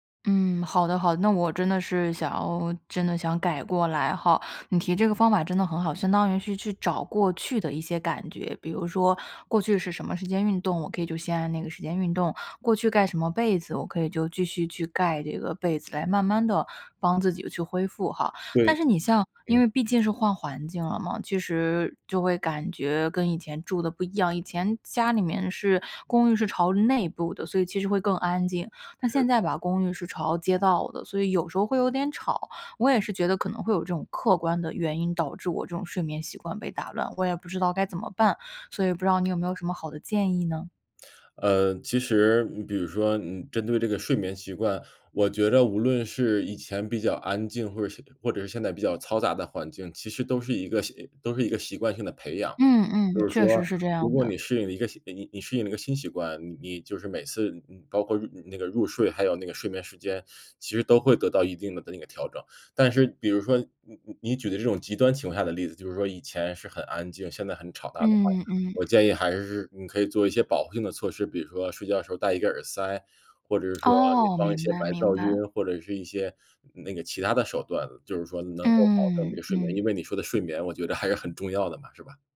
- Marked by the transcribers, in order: other background noise; "吵杂" said as "吵大"; laughing while speaking: "我觉着还是"
- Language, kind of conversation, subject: Chinese, advice, 旅行或搬家后，我该怎么更快恢复健康习惯？